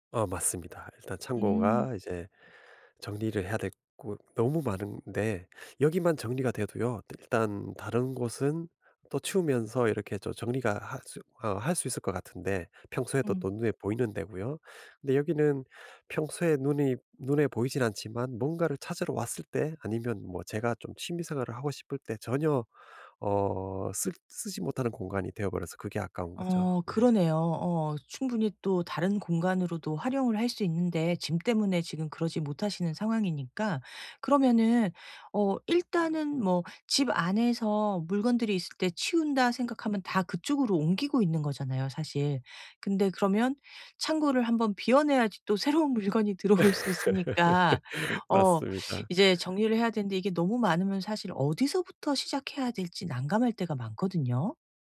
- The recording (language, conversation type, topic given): Korean, advice, 집에서 물건을 줄이기 위한 기본 원칙과 시작 방법은 무엇인가요?
- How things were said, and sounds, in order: other background noise; laughing while speaking: "새로운 물건이 들어올 수"; laugh